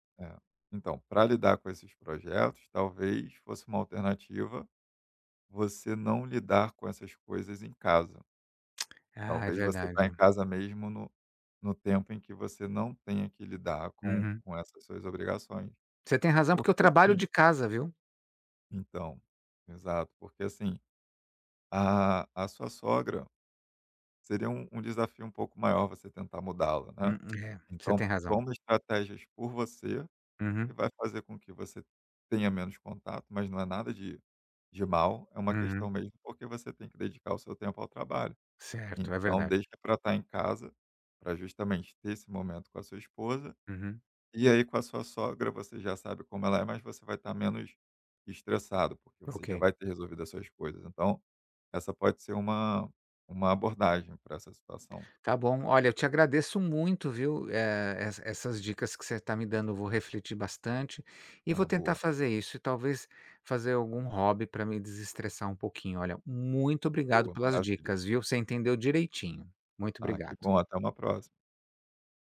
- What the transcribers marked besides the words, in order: none
- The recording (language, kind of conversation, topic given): Portuguese, advice, Como lidar com uma convivência difícil com os sogros ou com a família do(a) parceiro(a)?